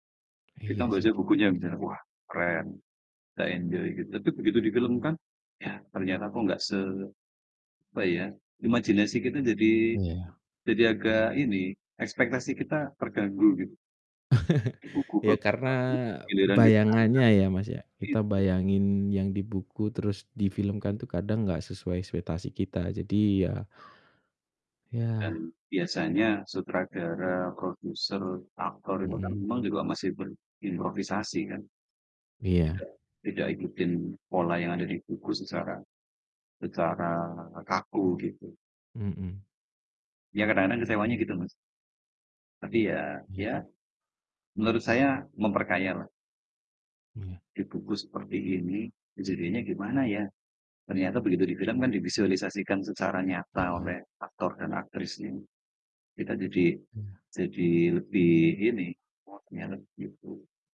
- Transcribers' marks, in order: tapping; distorted speech; in English: "enjoy"; chuckle; chuckle
- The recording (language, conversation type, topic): Indonesian, unstructured, Mana yang lebih Anda sukai dan mengapa: membaca buku atau menonton film?